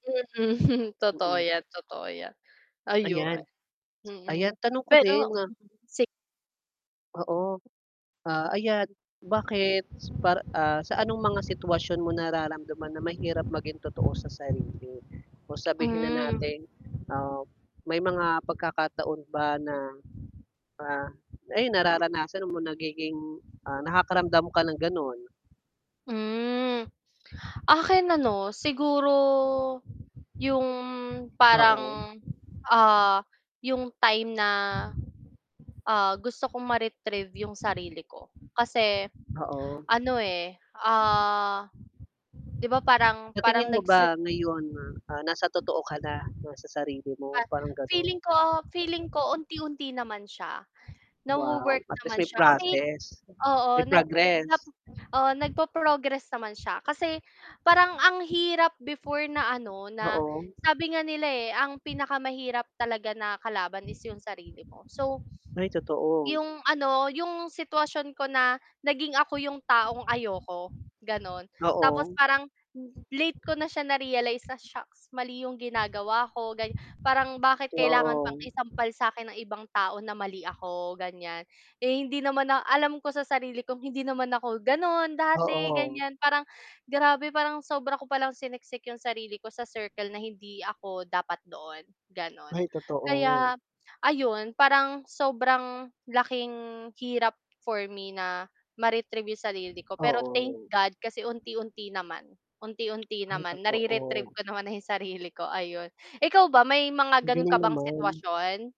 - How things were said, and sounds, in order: static; chuckle; tapping; unintelligible speech; wind; mechanical hum; distorted speech
- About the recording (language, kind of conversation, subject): Filipino, unstructured, Ano ang kahalagahan ng pagiging totoo sa sarili?